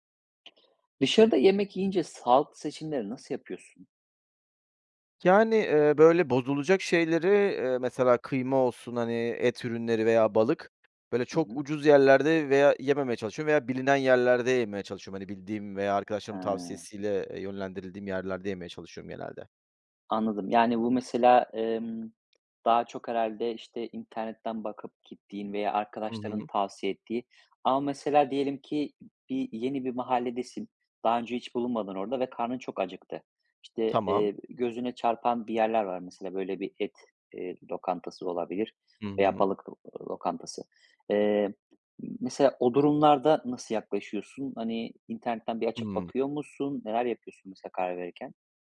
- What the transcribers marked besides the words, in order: other background noise; tapping
- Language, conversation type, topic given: Turkish, podcast, Dışarıda yemek yerken sağlıklı seçimleri nasıl yapıyorsun?